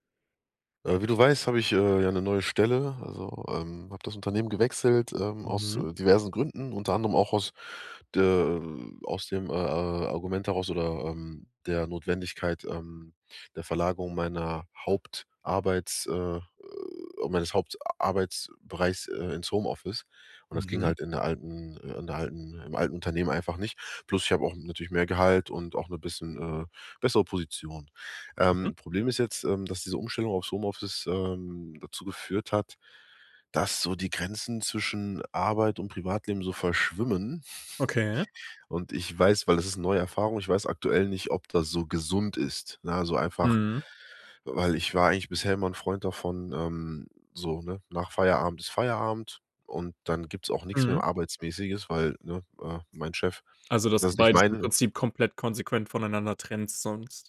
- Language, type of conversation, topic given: German, advice, Wie hat sich durch die Umstellung auf Homeoffice die Grenze zwischen Arbeit und Privatleben verändert?
- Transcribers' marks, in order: chuckle